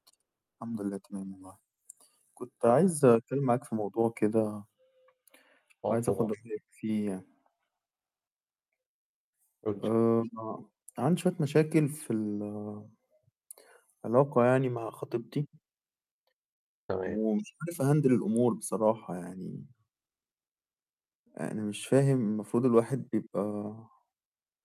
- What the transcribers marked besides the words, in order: static; distorted speech; in English: "أhandle"; tapping
- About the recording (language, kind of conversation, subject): Arabic, unstructured, إزاي بتتعامل مع الخلافات في العلاقة؟
- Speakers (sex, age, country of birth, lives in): male, 30-34, Egypt, Egypt; male, 40-44, Egypt, Portugal